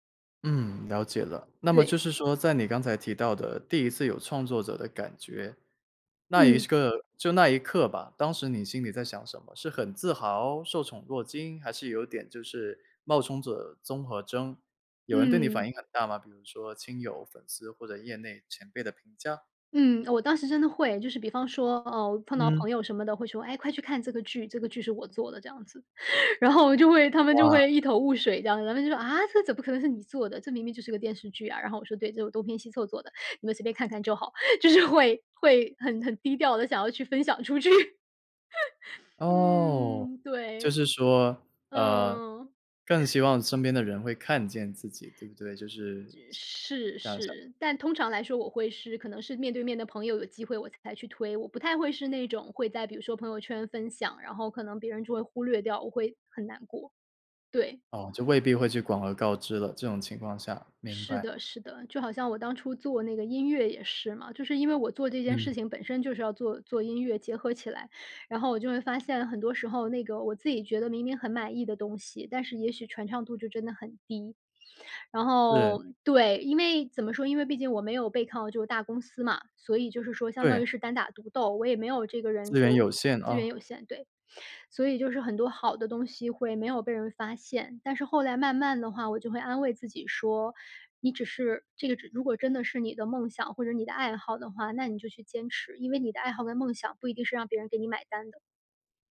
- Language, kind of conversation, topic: Chinese, podcast, 你第一次什么时候觉得自己是创作者？
- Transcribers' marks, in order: other background noise; "综合征" said as "综合症"; joyful: "然后我就会 他们就会"; tapping; laughing while speaking: "就是会"; laughing while speaking: "出去"; laugh; joyful: "嗯，对。嗯"; other noise